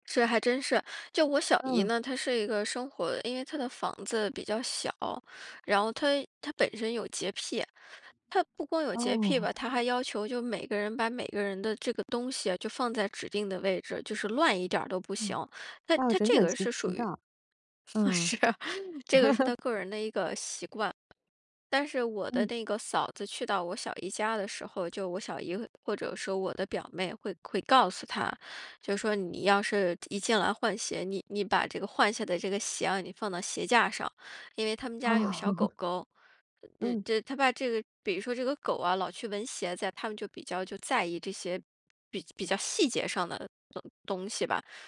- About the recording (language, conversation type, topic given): Chinese, podcast, 当你被自我怀疑困住时，该如何自救？
- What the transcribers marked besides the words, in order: laughing while speaking: "是"; laugh; laugh